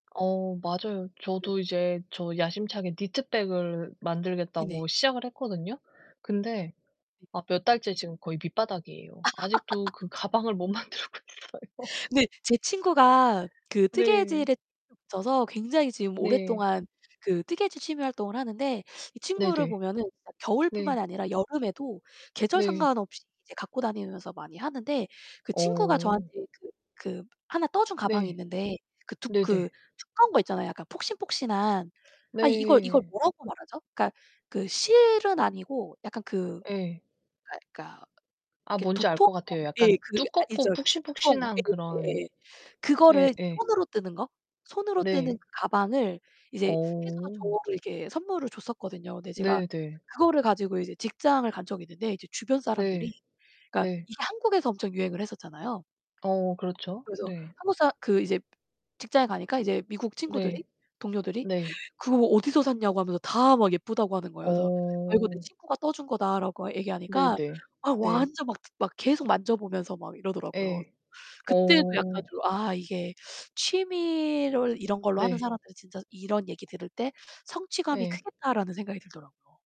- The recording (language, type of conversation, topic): Korean, unstructured, 취미를 끝까지 이어 가지 못할까 봐 두려울 때는 어떻게 해야 하나요?
- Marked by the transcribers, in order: distorted speech; laugh; laughing while speaking: "못 만들고 있어요"; unintelligible speech; other background noise